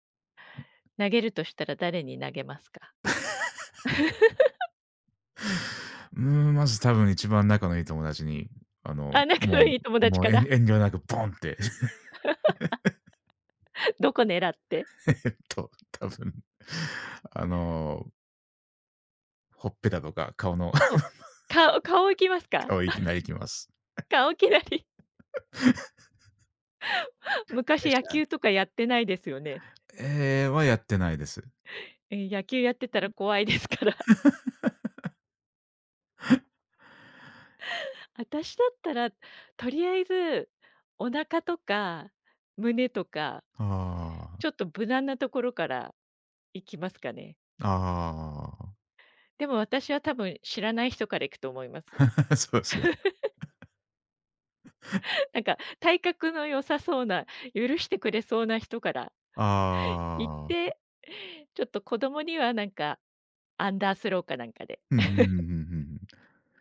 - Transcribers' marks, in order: tapping; laugh; laughing while speaking: "仲のいい友達から"; laugh; other background noise; laugh; laughing while speaking: "と、多分"; laugh; chuckle; laughing while speaking: "顔いきなり"; other noise; laugh; unintelligible speech; laugh; laughing while speaking: "怖いですから"; chuckle; laughing while speaking: "そうですか"; chuckle; chuckle
- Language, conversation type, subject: Japanese, unstructured, お祭りに行くと、どんな気持ちになりますか？